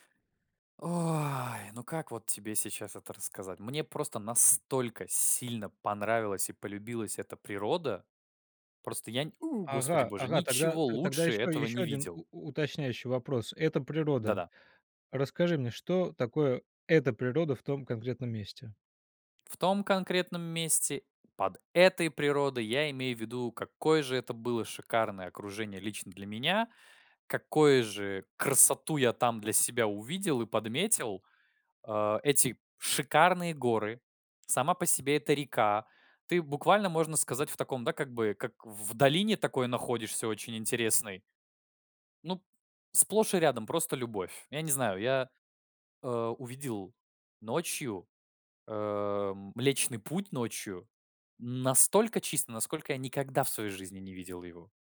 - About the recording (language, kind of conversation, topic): Russian, podcast, Какой поход изменил твоё представление о природе?
- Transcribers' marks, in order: whoop